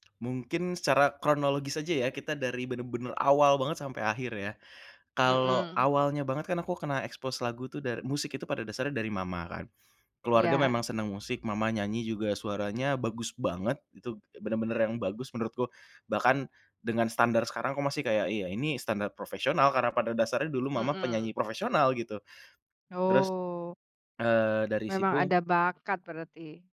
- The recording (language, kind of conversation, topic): Indonesian, podcast, Bagaimana keluarga atau teman memengaruhi selera musikmu?
- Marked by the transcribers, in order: tapping